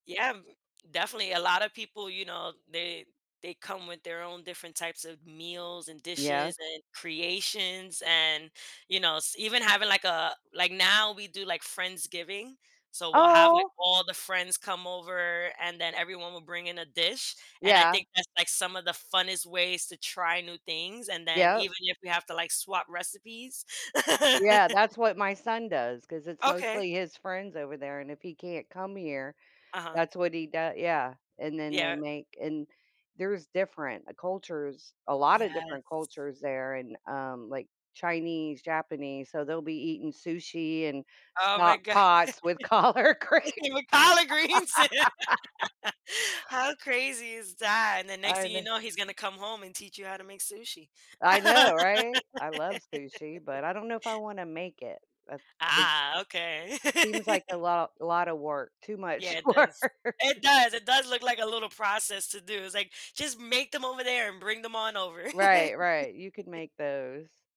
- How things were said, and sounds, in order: laugh; laughing while speaking: "god, eating with collard greens?"; laughing while speaking: "collard green"; laugh; other background noise; laugh; laugh; laughing while speaking: "work"; laugh
- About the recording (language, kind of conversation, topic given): English, unstructured, How do food traditions help shape our sense of identity and belonging?
- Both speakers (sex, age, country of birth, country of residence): female, 30-34, United States, United States; female, 55-59, United States, United States